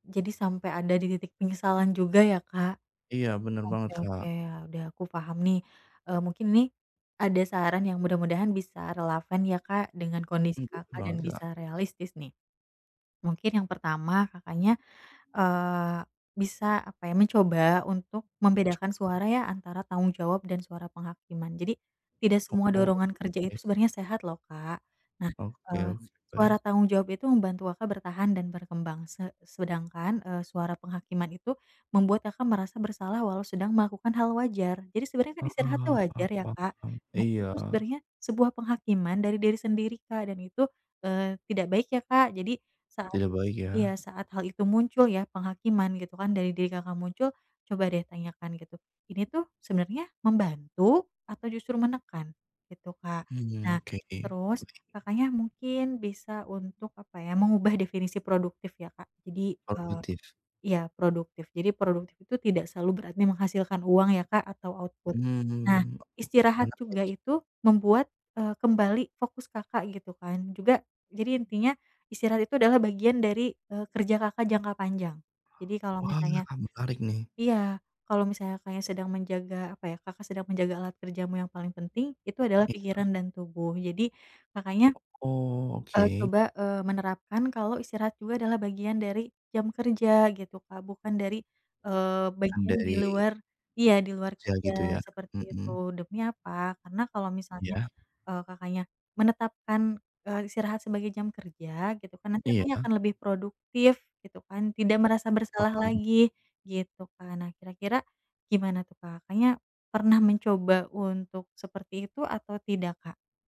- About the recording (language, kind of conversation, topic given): Indonesian, advice, Bagaimana cara mengurangi suara kritik diri yang terus muncul?
- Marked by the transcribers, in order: other background noise; unintelligible speech; in English: "output"; tapping